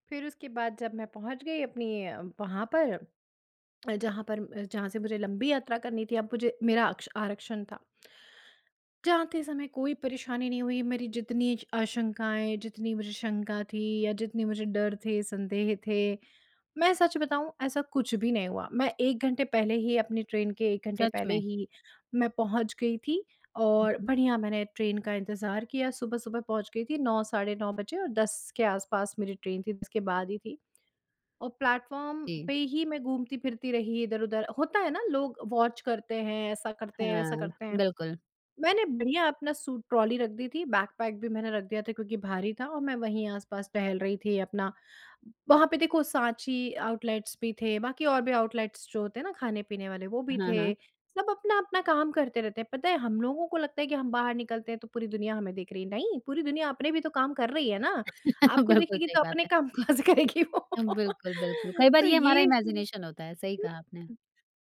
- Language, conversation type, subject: Hindi, podcast, किस यात्रा के दौरान आपको लोगों से असली जुड़ाव महसूस हुआ?
- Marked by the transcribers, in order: in English: "प्लेटफ़ॉर्म"; in English: "वॉच"; in English: "आउटलेट्स"; in English: "आउटलेट्स"; chuckle; tapping; laughing while speaking: "कहाँ से करेगी वो"; in English: "इमेजिनेशन"; laugh